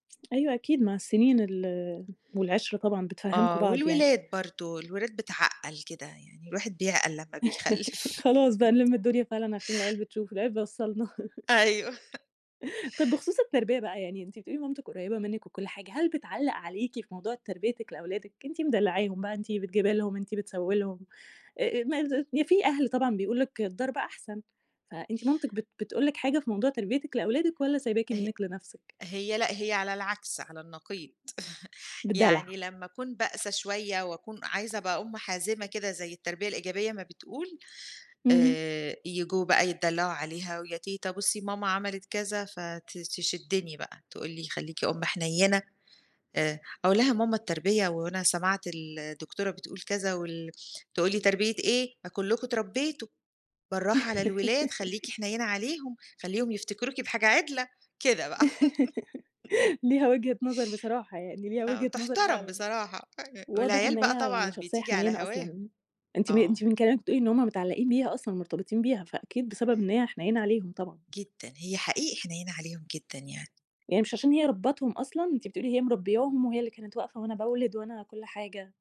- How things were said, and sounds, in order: other background noise; laugh; laughing while speaking: "بيخلف"; other noise; tapping; laugh; laughing while speaking: "أيوه"; chuckle; put-on voice: "تربية إيه؟ ما كلكم أتربيتم … يفتكروكِ بحاجة عِدلة"; laugh; laugh
- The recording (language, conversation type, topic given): Arabic, podcast, إيه دور العيلة في علاقتكم؟